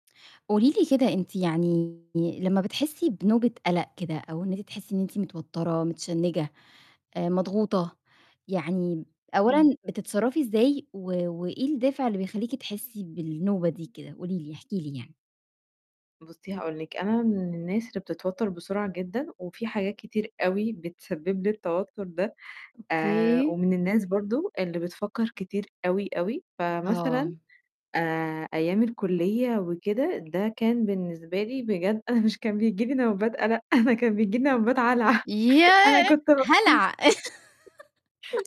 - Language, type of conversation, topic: Arabic, podcast, إيه اللي بتعمله أول ما تحس بنوبة قلق فجأة؟
- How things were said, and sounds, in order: distorted speech; laughing while speaking: "أنا مش كان بييجي لي … علع أنا كنت"; "هلع" said as "علع"; laugh